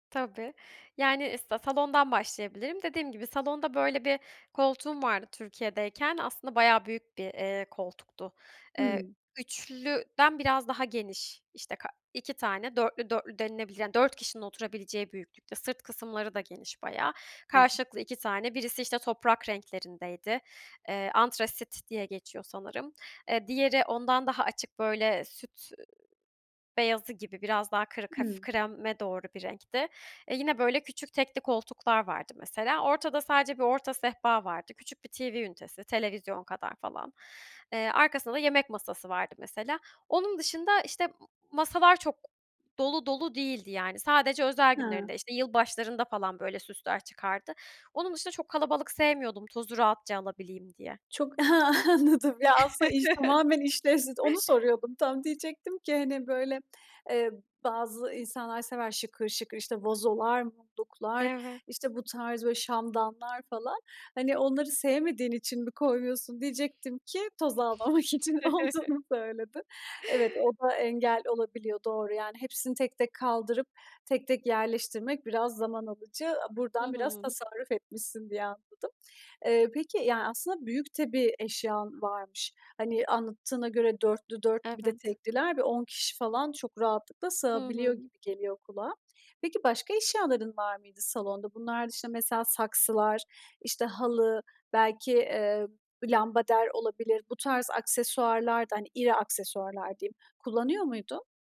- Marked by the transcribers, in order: tapping; chuckle; laughing while speaking: "Anladım"; chuckle; other background noise; chuckle; laughing while speaking: "almamak için"
- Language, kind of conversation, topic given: Turkish, podcast, Eşyaları düzenlerken hangi yöntemleri kullanırsın?